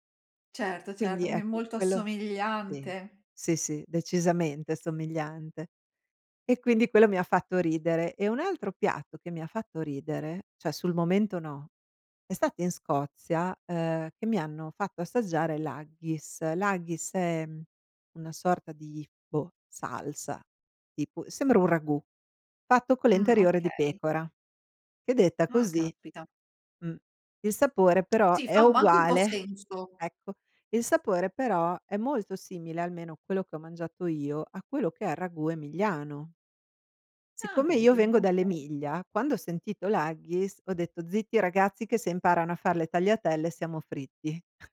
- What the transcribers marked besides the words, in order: "cioè" said as "ceh"
- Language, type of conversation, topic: Italian, podcast, Qual è il cibo straniero che ti ha sorpreso di più?